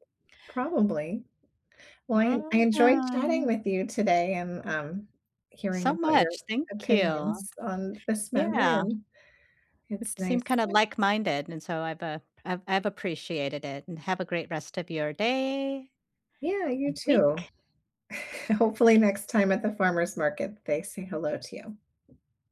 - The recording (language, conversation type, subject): English, unstructured, How does technology shape trust and belonging in your everyday community life?
- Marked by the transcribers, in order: tapping; unintelligible speech; unintelligible speech; chuckle